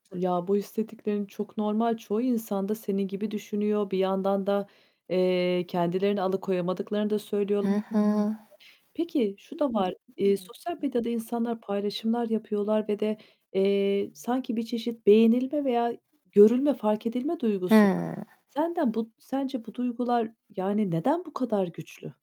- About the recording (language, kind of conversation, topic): Turkish, podcast, Sosyal medyanın hayatın üzerindeki etkilerini nasıl değerlendiriyorsun?
- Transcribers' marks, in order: other background noise; static; unintelligible speech; distorted speech; tapping